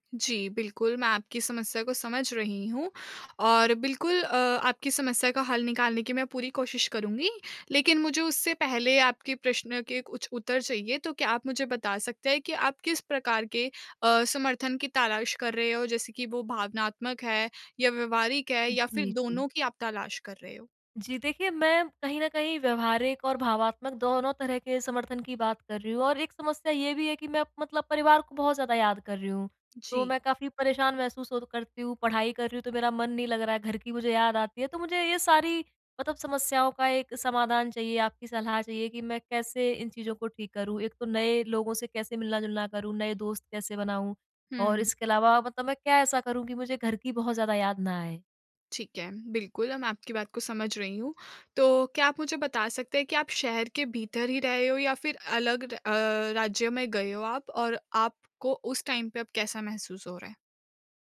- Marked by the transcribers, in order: in English: "टाइम"
- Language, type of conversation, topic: Hindi, advice, नए शहर में परिवार, रिश्तेदारों और सामाजिक सहारे को कैसे बनाए रखें और मजबूत करें?